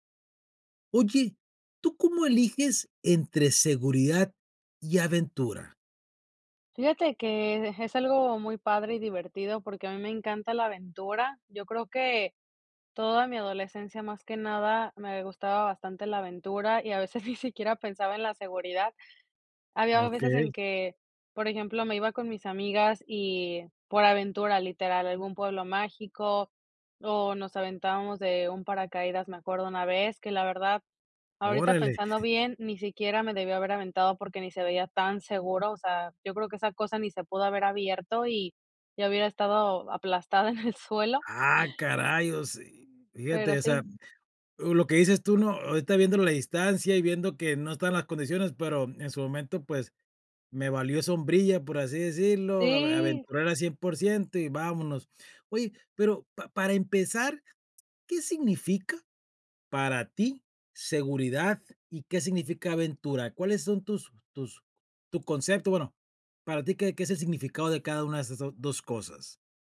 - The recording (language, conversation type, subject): Spanish, podcast, ¿Cómo eliges entre seguridad y aventura?
- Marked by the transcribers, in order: chuckle; other noise; laughing while speaking: "en el"